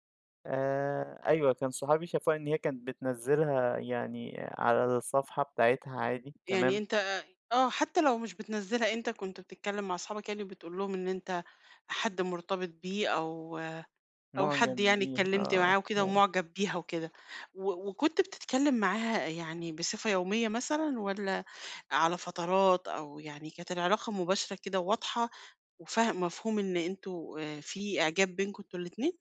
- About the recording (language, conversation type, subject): Arabic, advice, إزاي فقدت ثقتك في نفسك بعد ما فشلت أو اترفضت؟
- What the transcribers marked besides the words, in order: tapping